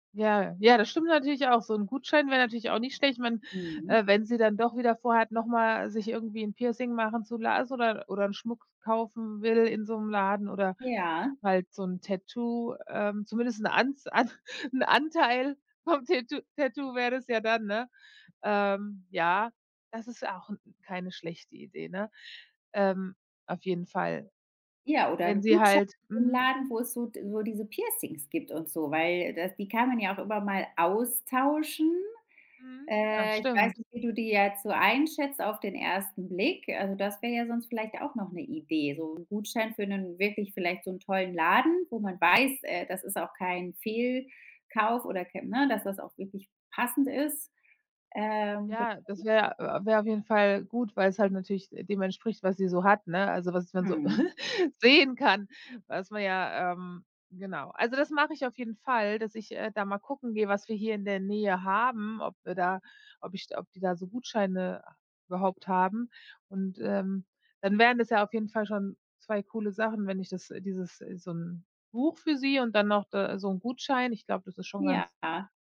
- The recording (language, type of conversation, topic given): German, advice, Welche Geschenkideen gibt es, wenn mir für meine Freundin nichts einfällt?
- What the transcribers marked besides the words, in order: giggle; put-on voice: "Gutscheinladen"; put-on voice: "Piercings"; other noise; laughing while speaking: "sehen kann"